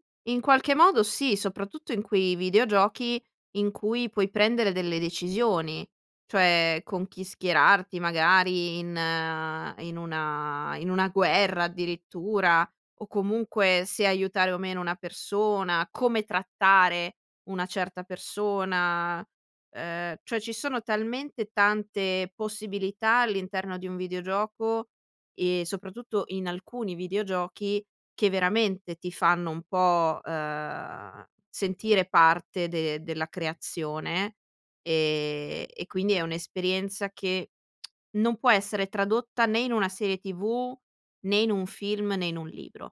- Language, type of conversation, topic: Italian, podcast, Raccontami di un hobby che ti fa perdere la nozione del tempo?
- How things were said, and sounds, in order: tsk